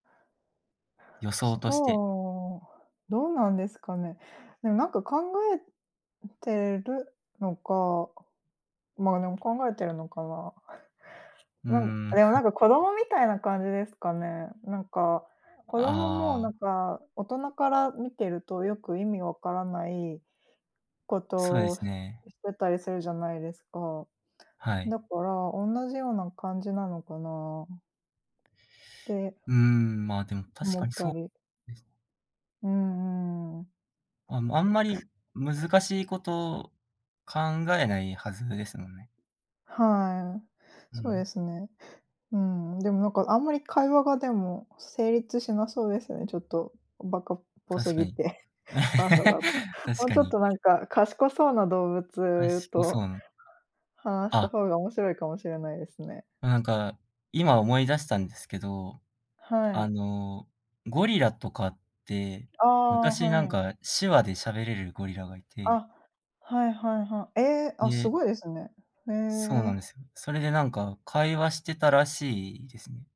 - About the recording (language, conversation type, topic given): Japanese, unstructured, 動物と話せるとしたら、何を聞いてみたいですか？
- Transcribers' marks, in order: other noise; chuckle; laugh